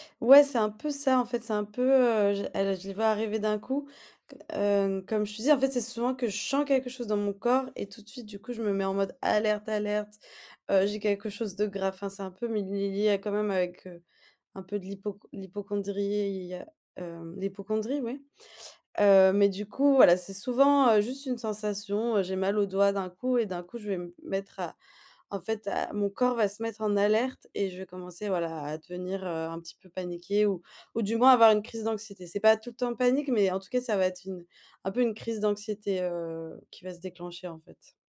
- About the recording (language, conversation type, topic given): French, advice, Comment décrire des crises de panique ou une forte anxiété sans déclencheur clair ?
- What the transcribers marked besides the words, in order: stressed: "alerte, alerte"